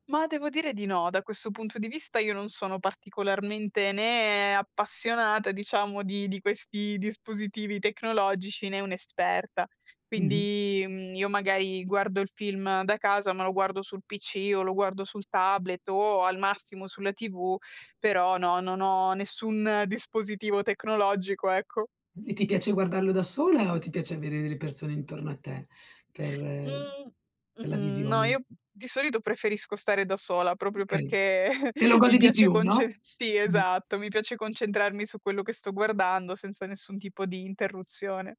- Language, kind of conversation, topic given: Italian, podcast, Che ruolo ha la colonna sonora nei tuoi film preferiti?
- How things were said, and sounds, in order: tapping; chuckle; other background noise